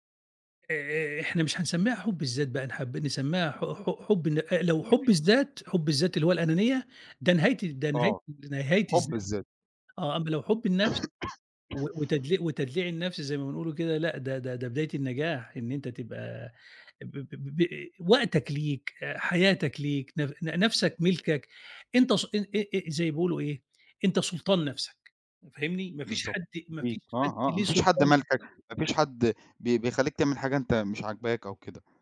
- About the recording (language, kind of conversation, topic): Arabic, podcast, إزاي أتعلم أحب نفسي أكتر؟
- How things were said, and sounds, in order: other background noise; tapping; throat clearing